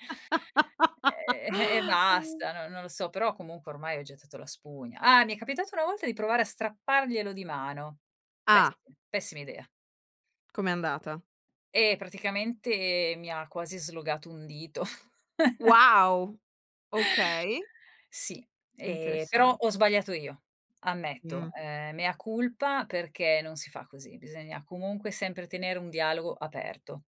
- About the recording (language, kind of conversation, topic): Italian, podcast, Quali regole segui per usare lo smartphone a tavola o durante una cena?
- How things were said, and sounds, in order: laugh; chuckle; in Latin: "mea culpa"